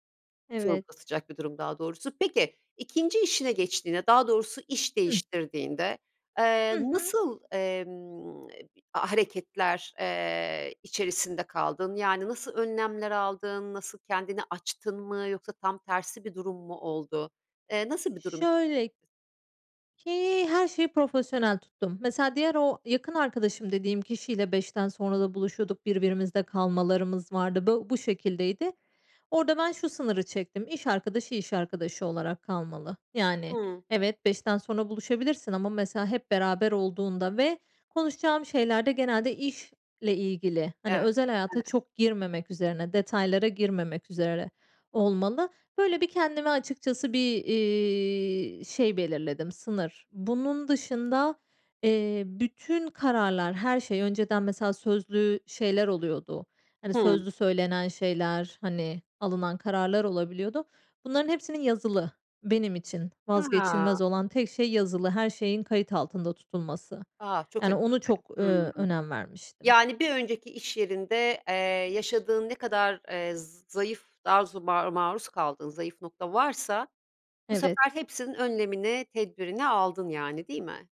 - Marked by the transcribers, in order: unintelligible speech; unintelligible speech
- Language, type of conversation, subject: Turkish, podcast, İş değiştirmeye karar verirken seni en çok ne düşündürür?